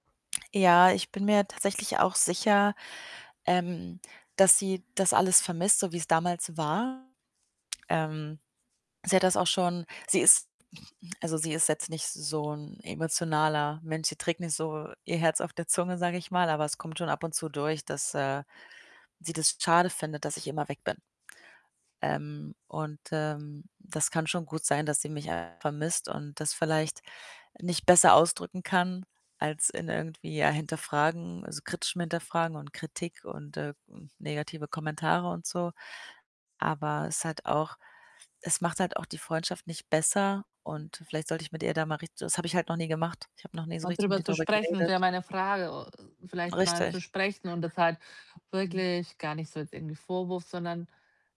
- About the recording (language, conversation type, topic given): German, advice, Wie gehe ich damit um, wenn meine Freundschaft immer weiter auseinandergeht?
- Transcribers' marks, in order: static; distorted speech; other noise; other background noise; unintelligible speech; tapping